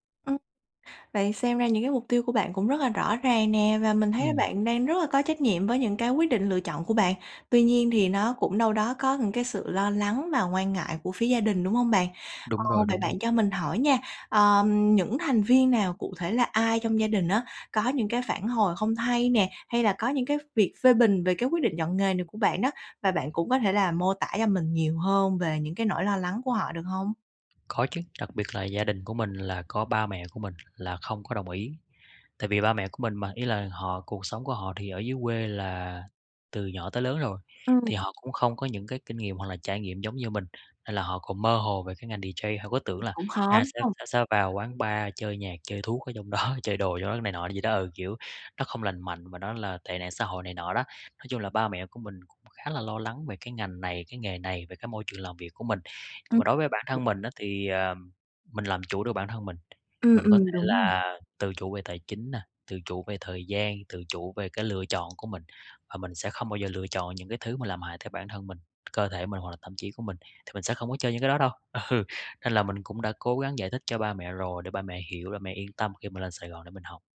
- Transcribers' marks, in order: tapping; in English: "D-J"; laughing while speaking: "đó"; laughing while speaking: "ừ"
- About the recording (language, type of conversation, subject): Vietnamese, advice, Làm thế nào để nói chuyện với gia đình khi họ phê bình quyết định chọn nghề hoặc việc học của bạn?
- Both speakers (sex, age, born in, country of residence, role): female, 25-29, Vietnam, Vietnam, advisor; male, 30-34, Vietnam, Vietnam, user